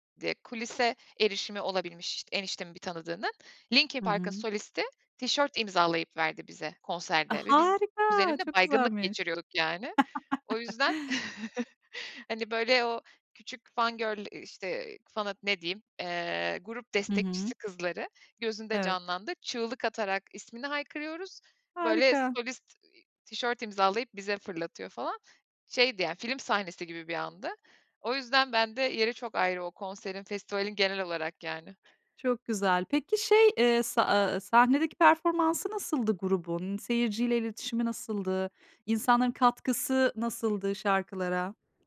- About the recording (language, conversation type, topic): Turkish, podcast, Bir festivale katıldığında neler hissettin?
- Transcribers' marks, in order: laugh; chuckle; in English: "girl"; other background noise